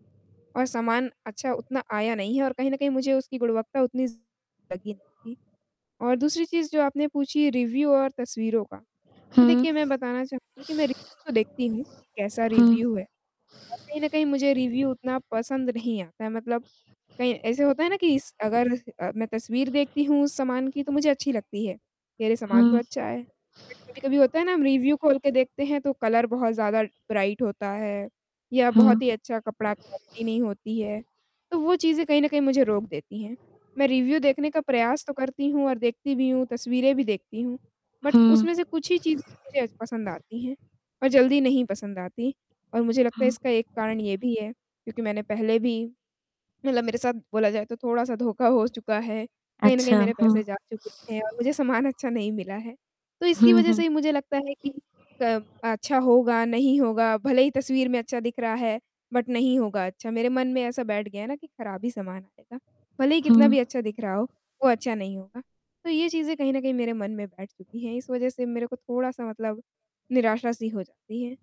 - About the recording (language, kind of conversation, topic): Hindi, advice, ऑनलाइन खरीदारी करते समय असली गुणवत्ता और अच्छी डील की पहचान कैसे करूँ?
- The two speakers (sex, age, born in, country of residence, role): female, 20-24, India, India, user; female, 25-29, India, India, advisor
- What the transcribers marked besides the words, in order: distorted speech; in English: "रिव्यू"; static; in English: "रिव्यू"; in English: "रिव्यू"; in English: "रिव्यू"; in English: "बट"; in English: "रिव्यू"; in English: "कलर"; in English: "ब्राइट"; in English: "क्वालिटी"; mechanical hum; in English: "रिव्यू"; in English: "बट"; in English: "बट"